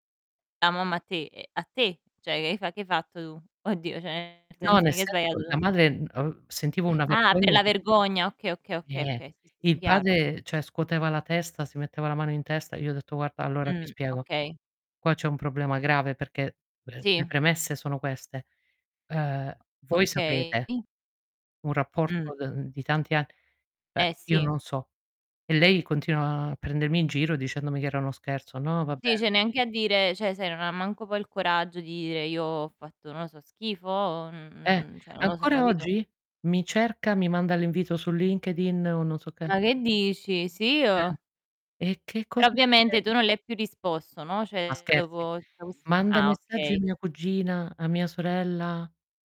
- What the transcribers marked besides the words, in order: "Cioè" said as "ceh"; distorted speech; "cioè" said as "ceh"; "cioè" said as "ceh"; "cioè" said as "ceh"; "cioè" said as "ceh"; "dire" said as "ire"; "cioè" said as "ceh"; "cioè" said as "ceh"; static
- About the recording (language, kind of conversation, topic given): Italian, unstructured, Hai mai vissuto un’esperienza che ti ha fatto vedere la vita in modo diverso?